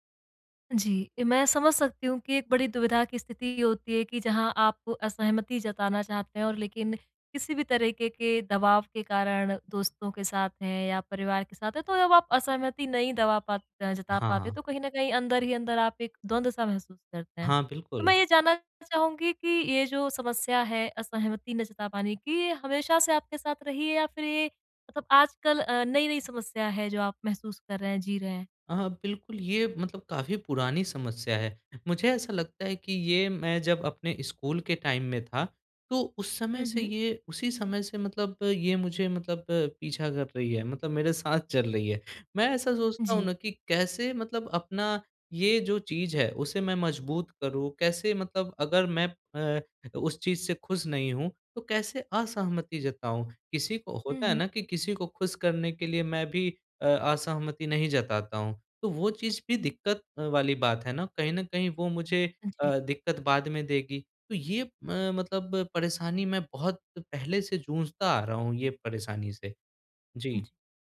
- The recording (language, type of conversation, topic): Hindi, advice, समूह में असहमति को साहसपूर्वक कैसे व्यक्त करूँ?
- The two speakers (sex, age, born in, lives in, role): female, 25-29, India, India, advisor; male, 25-29, India, India, user
- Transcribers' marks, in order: in English: "टाइम"